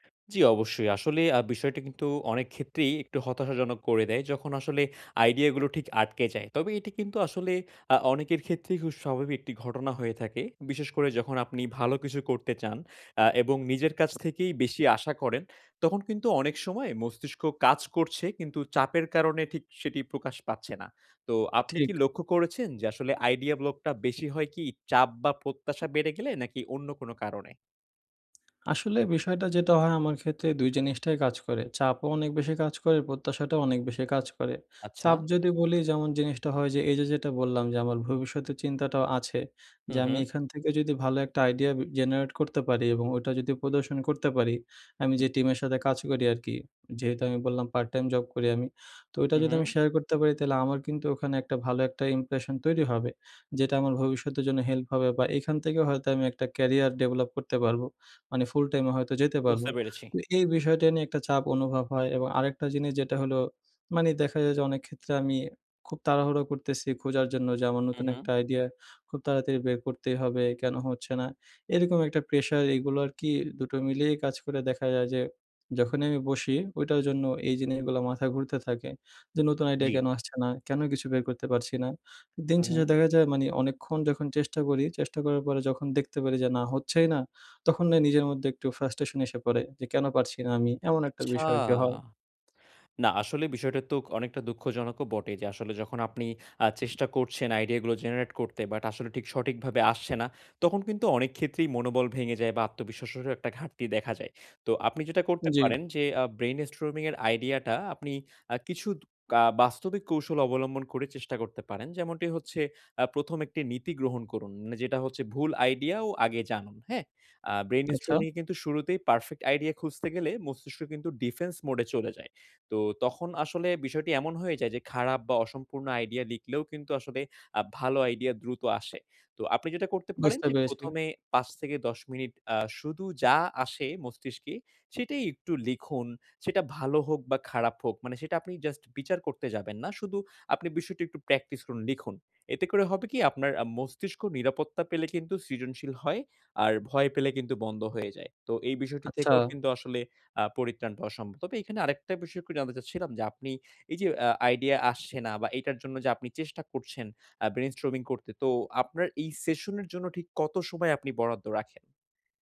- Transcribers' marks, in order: in English: "idea block"; "মানে" said as "মানি"; in English: "idea"; in English: "brain-storming"; in English: "defense mode"; alarm; in English: "brain-storming"
- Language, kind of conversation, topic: Bengali, advice, ব্রেইনস্টর্মিং সেশনে আইডিয়া ব্লক দ্রুত কাটিয়ে উঠে কার্যকর প্রতিক্রিয়া কীভাবে নেওয়া যায়?